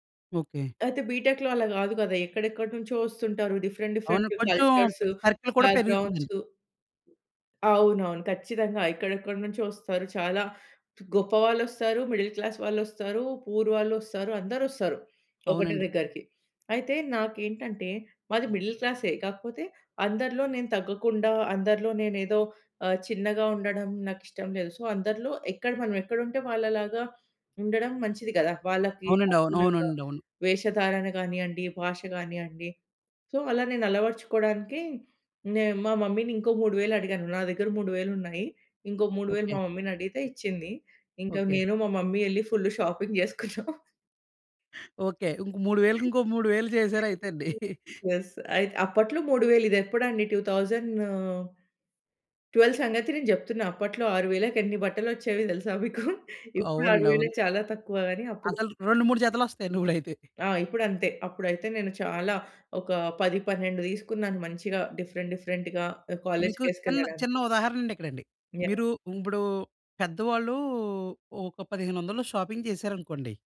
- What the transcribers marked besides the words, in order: in English: "బీటెక్‌లో"; in English: "డిఫరెంట్ డిఫరెంట్"; in English: "సర్కిల్"; in English: "మిడిల్ క్లాస్"; in English: "పూర్"; other background noise; in English: "మిడిల్"; in English: "సో"; in English: "సో"; in English: "మమ్మీని"; in English: "మమ్మీని"; in English: "మమ్మీ"; laughing while speaking: "ఫుల్లు షాపింగ్ చేసుకున్నాం"; in English: "షాపింగ్"; in English: "యెస్"; chuckle; in English: "టూ థౌసండ్ ట్వెల్వ్"; giggle; laughing while speaking: "ఇప్పుడయితే"; in English: "డిఫరెంట్ డిఫరెంట్‌గా"; in English: "షాపింగ్"
- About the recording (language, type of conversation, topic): Telugu, podcast, మొదటి జీతాన్ని మీరు స్వయంగా ఎలా ఖర్చు పెట్టారు?